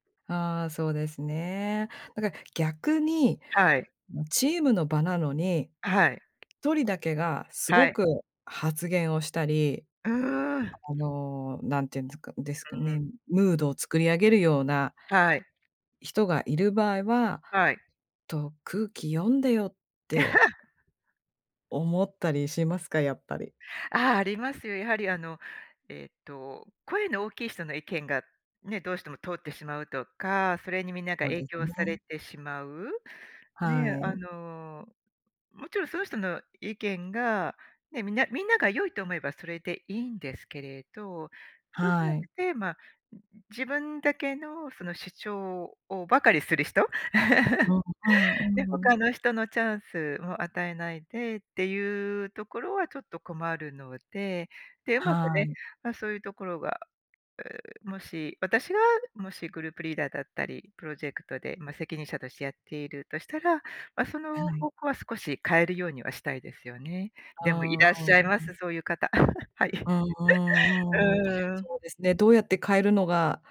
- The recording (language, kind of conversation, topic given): Japanese, podcast, 周りの目を気にしてしまうのはどんなときですか？
- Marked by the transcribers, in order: laugh; chuckle; chuckle; laughing while speaking: "はい。うん"